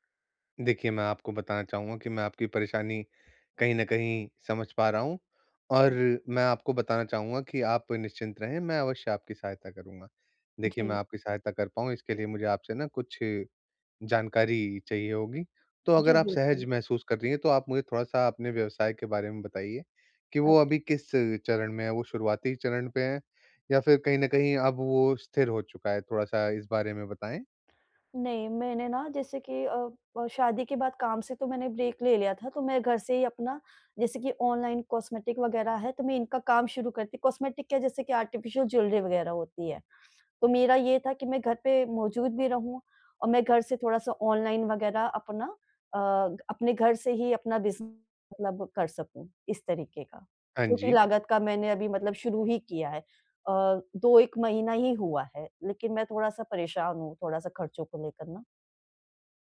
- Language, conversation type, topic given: Hindi, advice, मैं अपने स्टार्टअप में नकदी प्रवाह और खर्चों का बेहतर प्रबंधन कैसे करूँ?
- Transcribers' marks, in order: in English: "ब्रेक"; in English: "कॉस्मेटिक"; in English: "कॉस्मेटिक"; in English: "आर्टिफ़िशियल ज्वेलरी"